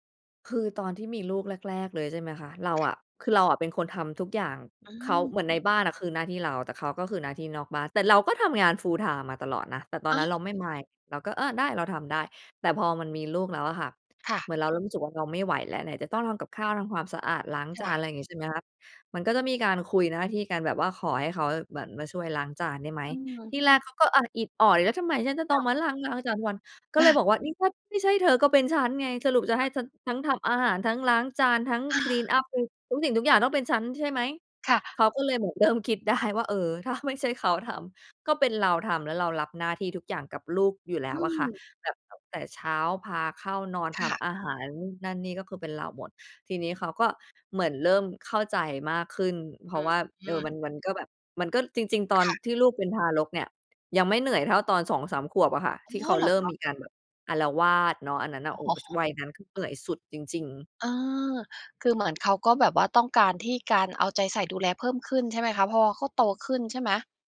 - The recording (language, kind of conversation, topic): Thai, advice, ความสัมพันธ์ของคุณเปลี่ยนไปอย่างไรหลังจากมีลูก?
- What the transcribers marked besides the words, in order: in English: "full-time"; other background noise; in English: "Mind"; put-on voice: "แล้วทําไมฉันจะต้องมา"; chuckle; unintelligible speech; put-on voice: "นี่ถ้าไม่ใช่เธอก็เป็นฉันไง สรุปจะให้ฉันทั้ … ย่างต้องเป็นฉัน ใช่ไหม ?"; in English: "คลีนอัป"; tapping; laughing while speaking: "อ๋อ"